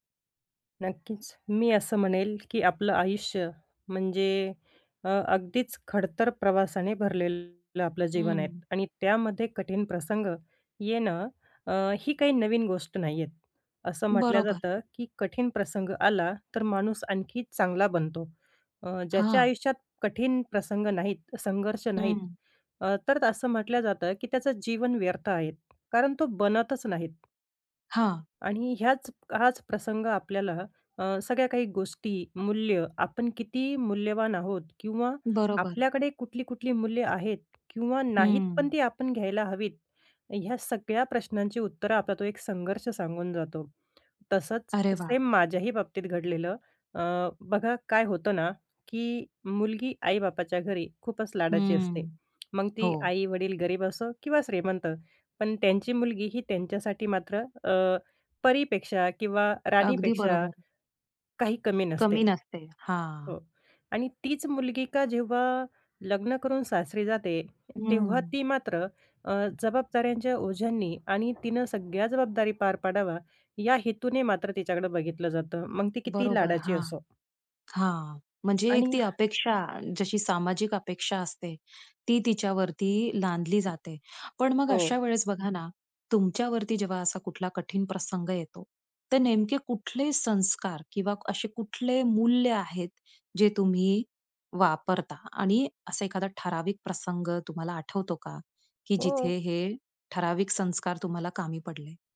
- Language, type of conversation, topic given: Marathi, podcast, कठीण प्रसंगी तुमच्या संस्कारांनी कशी मदत केली?
- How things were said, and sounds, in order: tapping; other background noise; other noise; "लादली" said as "लांदली"